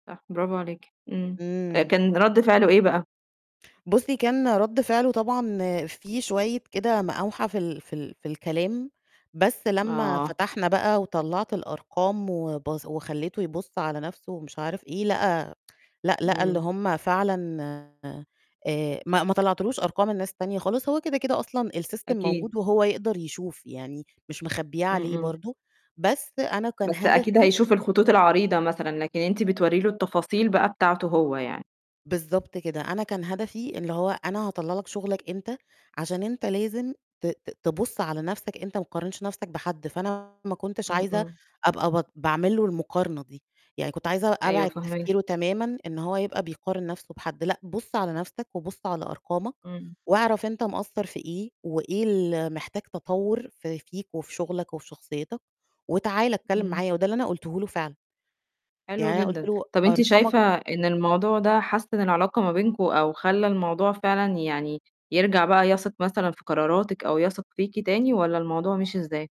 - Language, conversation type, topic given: Arabic, podcast, إيه أحسن طريقة نبني بيها ثقة جوه الفريق؟
- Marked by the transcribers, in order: other background noise; tsk; distorted speech; in English: "السيستم"